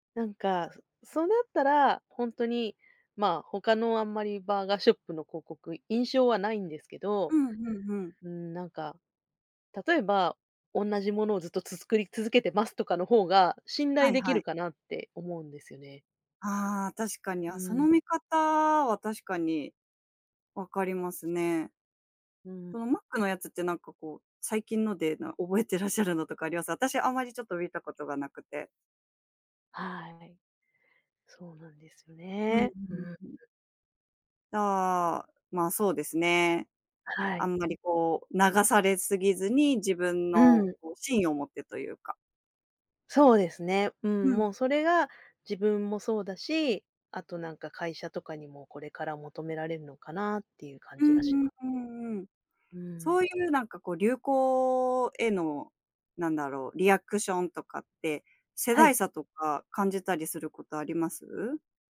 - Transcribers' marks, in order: other noise
- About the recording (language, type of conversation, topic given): Japanese, podcast, 普段、SNSの流行にどれくらい影響されますか？